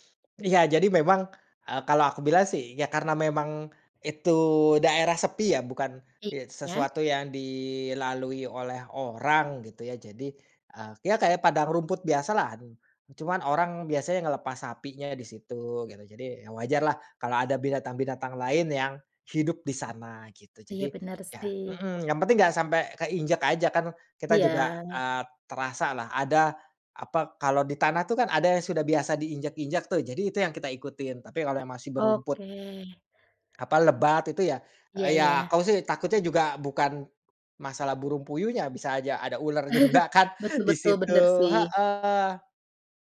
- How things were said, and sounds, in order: other background noise; chuckle; laughing while speaking: "juga kan"
- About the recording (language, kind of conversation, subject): Indonesian, podcast, Bagaimana pengalamanmu bertemu satwa liar saat berpetualang?